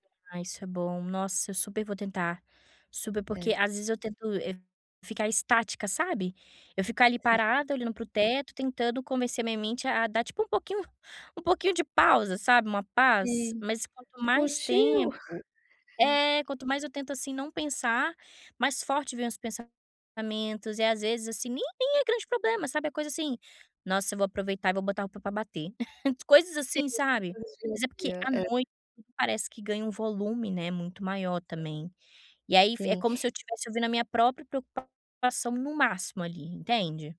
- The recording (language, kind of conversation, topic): Portuguese, advice, Quais pensamentos repetitivos ou ruminações estão impedindo você de dormir?
- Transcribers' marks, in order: other background noise; other noise; chuckle; chuckle; unintelligible speech